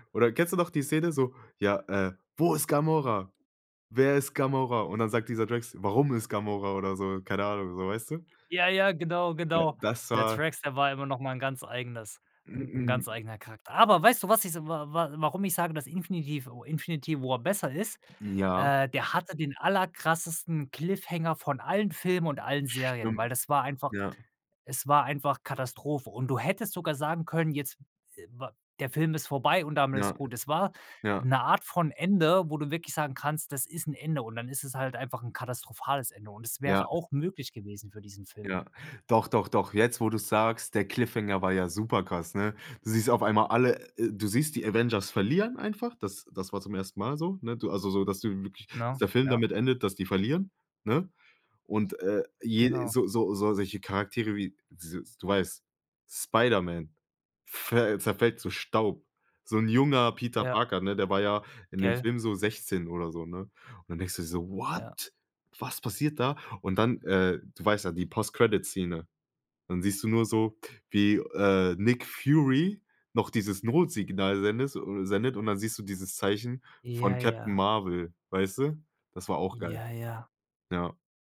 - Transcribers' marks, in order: put-on voice: "Wo ist Gamora?"; throat clearing; in English: "Post Credit Szene"
- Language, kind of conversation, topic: German, podcast, Welche Filmszene kannst du nie vergessen, und warum?